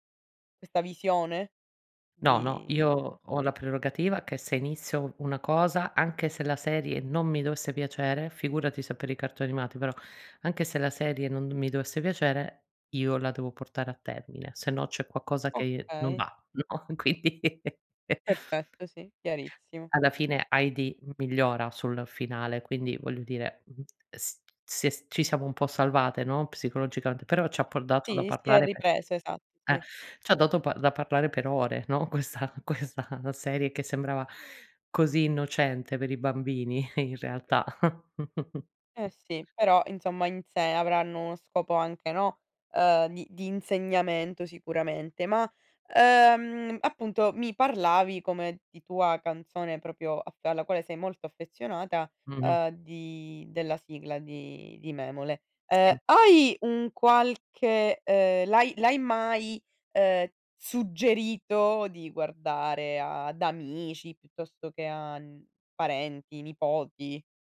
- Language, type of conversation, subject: Italian, podcast, Hai una canzone che ti riporta subito all'infanzia?
- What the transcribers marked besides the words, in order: laughing while speaking: "quindi"; chuckle; other background noise; tapping; "psicologicamente" said as "psicologicamnte"; laughing while speaking: "questa questa"; chuckle; "proprio" said as "propio"